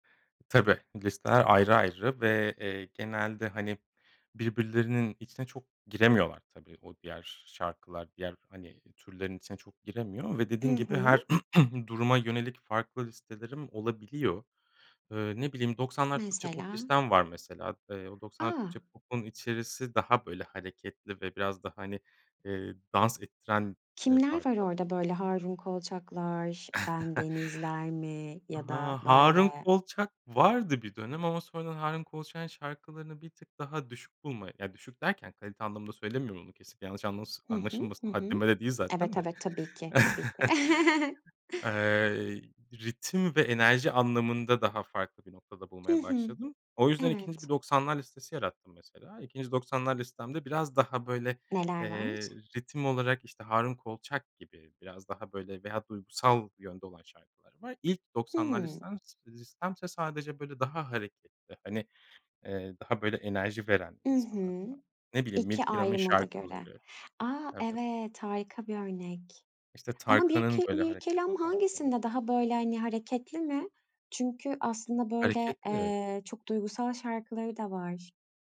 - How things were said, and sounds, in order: other background noise; throat clearing; chuckle; chuckle; tapping
- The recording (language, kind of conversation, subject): Turkish, podcast, Müzik, akışa girmeyi nasıl etkiliyor?